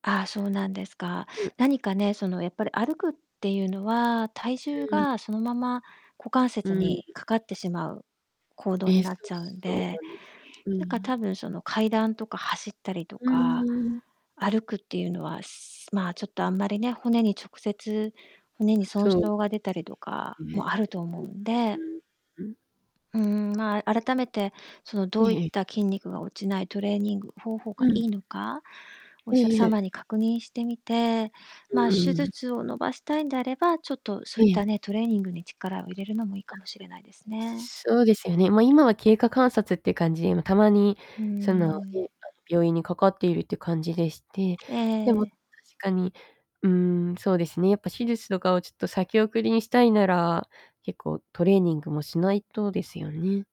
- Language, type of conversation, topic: Japanese, advice, 怪我や痛みで運動ができないことが不安なのですが、どうすればよいですか？
- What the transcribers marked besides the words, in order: distorted speech; other background noise; static; tapping